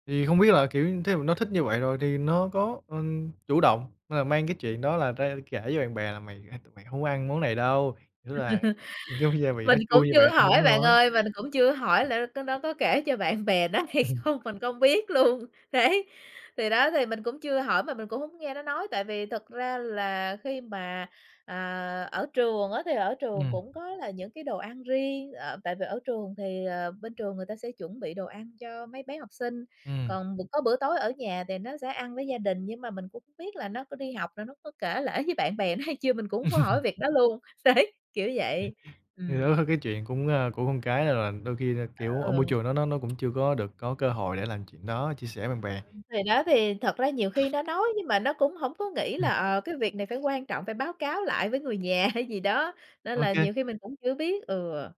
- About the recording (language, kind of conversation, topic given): Vietnamese, podcast, Món ăn nào gợi nhớ quê nhà với bạn?
- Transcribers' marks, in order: tapping; chuckle; other background noise; laughing while speaking: "nó hay không?"; chuckle; chuckle; laughing while speaking: "Đấy"; throat clearing; laughing while speaking: "Thì đó"